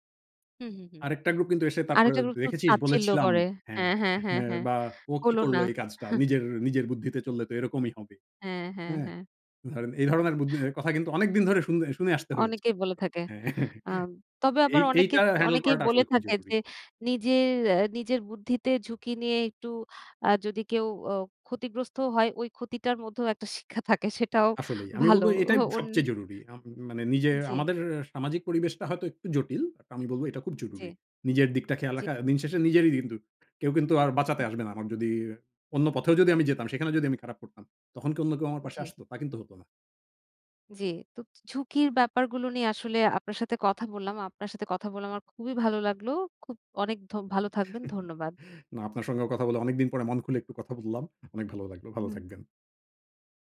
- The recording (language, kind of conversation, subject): Bengali, podcast, আপনার মতে কখন ঝুঁকি নেওয়া উচিত, এবং কেন?
- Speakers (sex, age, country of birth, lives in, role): female, 30-34, Bangladesh, Bangladesh, host; male, 40-44, Bangladesh, Finland, guest
- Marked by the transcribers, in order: scoff; laughing while speaking: "হ্যাঁ"; chuckle; laughing while speaking: "শিক্ষা থাকে। সেটাও ভালো। ও অন"; chuckle